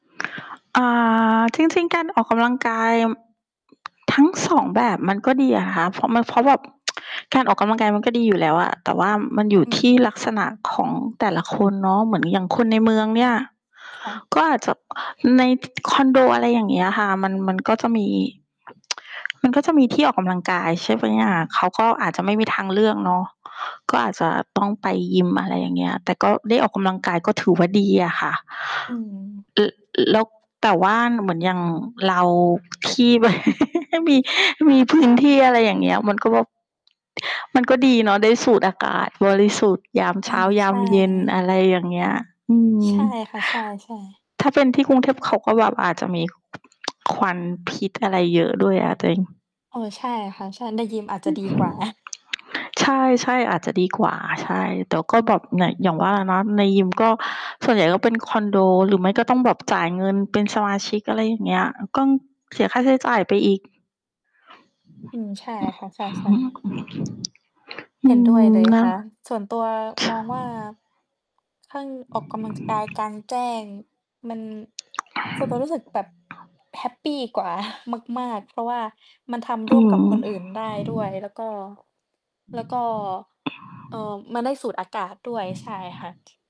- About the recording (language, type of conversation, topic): Thai, unstructured, ระหว่างการออกกำลังกายในยิมกับการออกกำลังกายกลางแจ้ง คุณคิดว่าแบบไหนเหมาะกับคุณมากกว่ากัน?
- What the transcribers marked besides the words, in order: other background noise; tsk; tapping; distorted speech; mechanical hum; tsk; laughing while speaking: "แบบ"; chuckle; "ถ้า" said as "ถ้าง"; laughing while speaking: "กว่า"